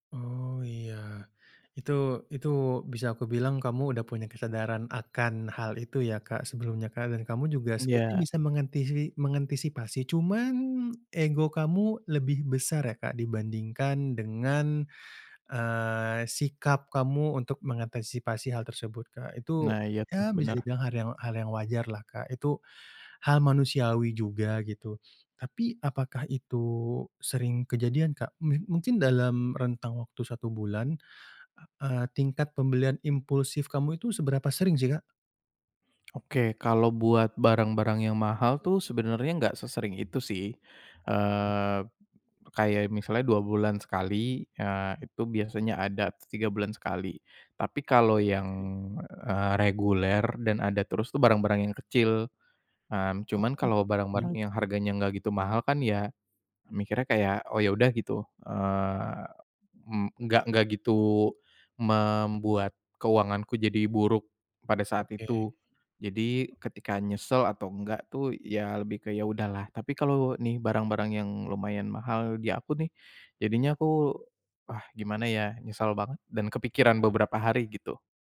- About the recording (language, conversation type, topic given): Indonesian, advice, Bagaimana cara mengatasi rasa bersalah setelah membeli barang mahal yang sebenarnya tidak perlu?
- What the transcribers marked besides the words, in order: other background noise; tapping; drawn out: "eee"